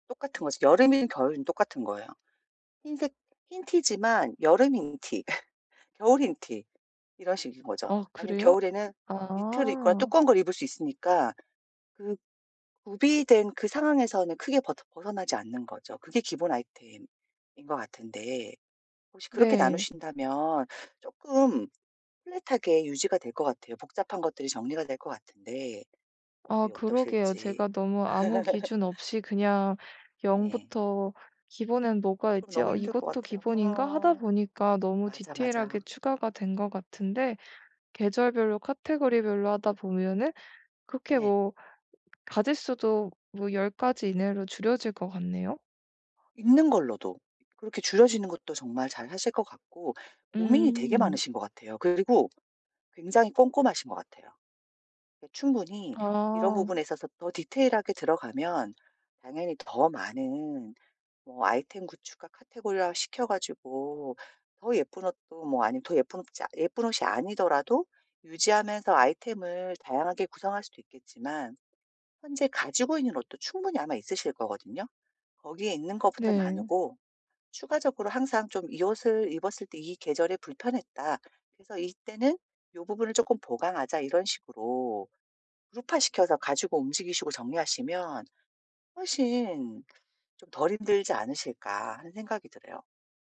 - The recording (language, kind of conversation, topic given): Korean, advice, 옷장을 정리하고 기본 아이템을 효율적으로 갖추려면 어떻게 시작해야 할까요?
- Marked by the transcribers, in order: other background noise; laugh; laugh; tapping